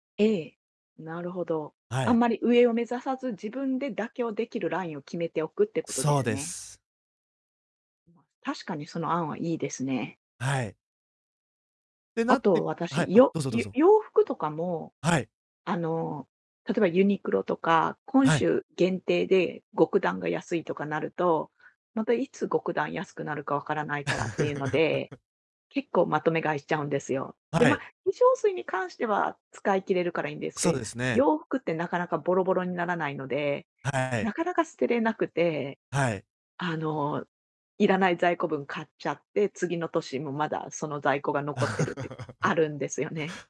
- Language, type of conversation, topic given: Japanese, advice, 衝動買いを抑えて消費習慣を改善するにはどうすればよいですか？
- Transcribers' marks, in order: laugh; distorted speech; laugh